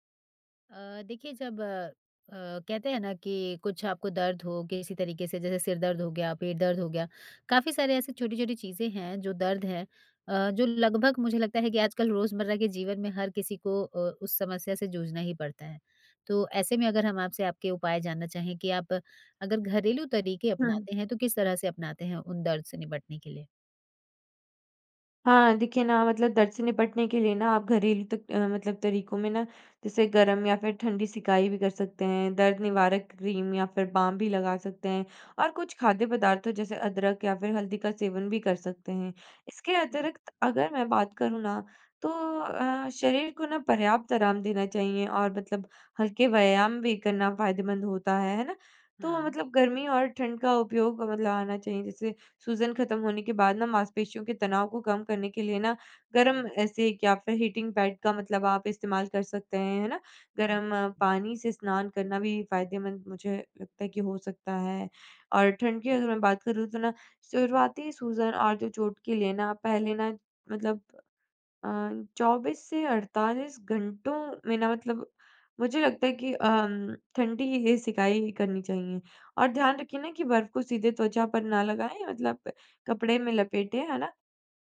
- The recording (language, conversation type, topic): Hindi, podcast, दर्द से निपटने के आपके घरेलू तरीके क्या हैं?
- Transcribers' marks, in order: in English: "हीटिंग पैड"; unintelligible speech